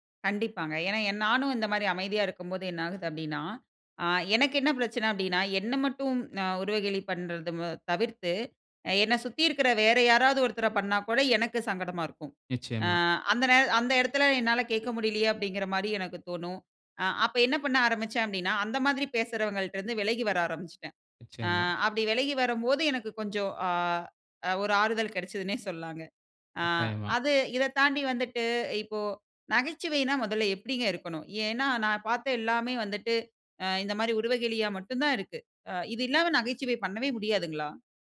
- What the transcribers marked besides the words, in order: sad: "என்ன மட்டும் உருவகேளி பண்ணுறது தவிர்த்து … மாதிரி எனக்கு தோணும்"
- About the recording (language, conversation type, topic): Tamil, podcast, மெய்நிகர் உரையாடலில் நகைச்சுவை எப்படி தவறாக எடுத்துக்கொள்ளப்படுகிறது?